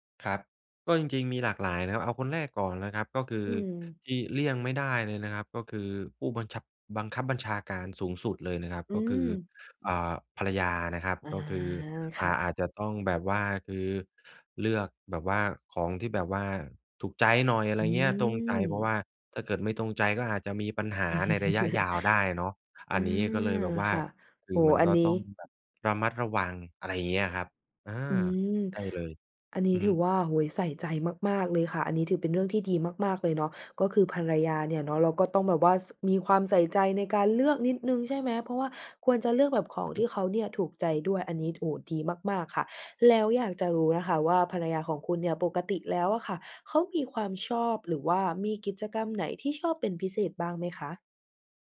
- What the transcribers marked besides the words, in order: chuckle; tapping
- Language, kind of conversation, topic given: Thai, advice, จะหาไอเดียของขวัญให้ถูกใจคนรับได้อย่างไร?